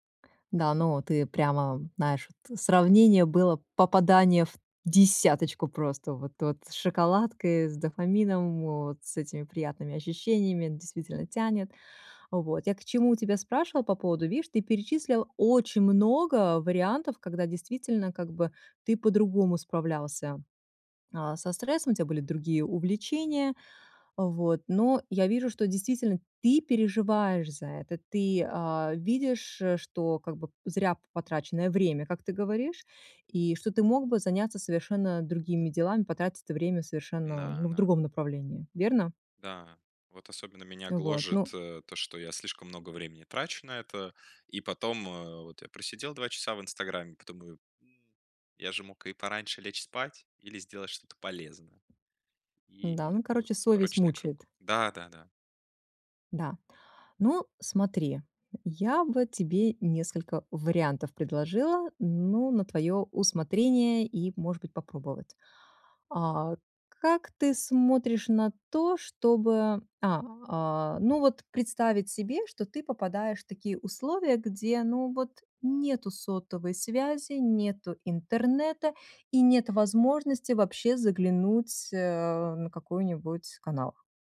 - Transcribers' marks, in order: tapping
- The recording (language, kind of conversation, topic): Russian, advice, Как мне справляться с частыми переключениями внимания и цифровыми отвлечениями?